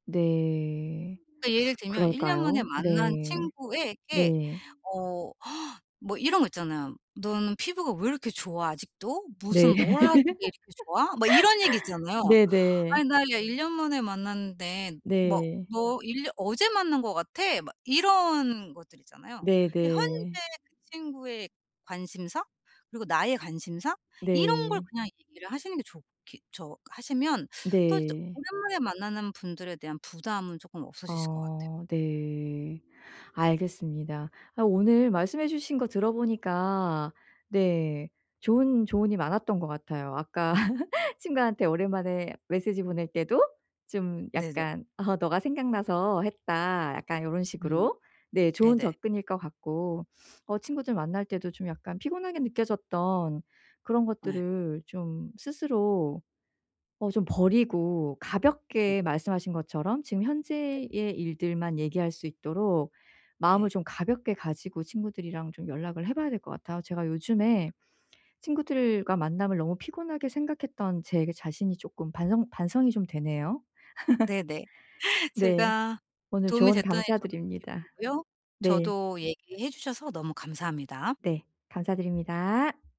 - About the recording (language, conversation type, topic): Korean, advice, 친구들과의 약속이 자주 피곤하게 느껴질 때 어떻게 하면 좋을까요?
- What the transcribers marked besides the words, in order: gasp; laugh; other background noise; tapping; laugh; laugh; unintelligible speech; laugh